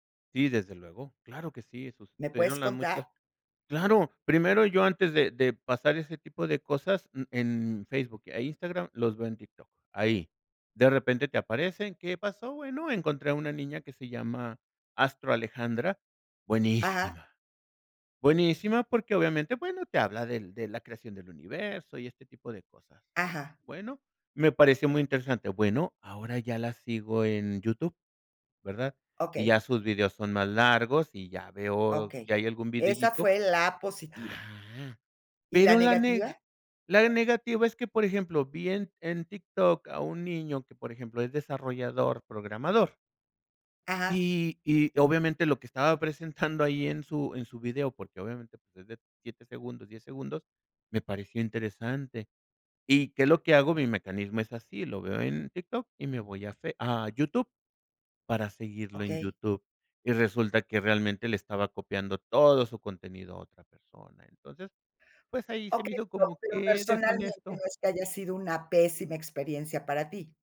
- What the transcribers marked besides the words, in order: unintelligible speech; chuckle
- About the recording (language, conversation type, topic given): Spanish, podcast, ¿Cómo decides si seguir a alguien en redes sociales?